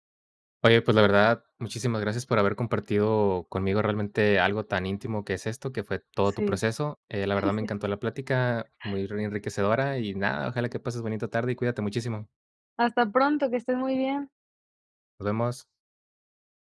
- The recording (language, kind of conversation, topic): Spanish, podcast, ¿Qué consejo práctico darías para empezar de cero?
- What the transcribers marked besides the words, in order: chuckle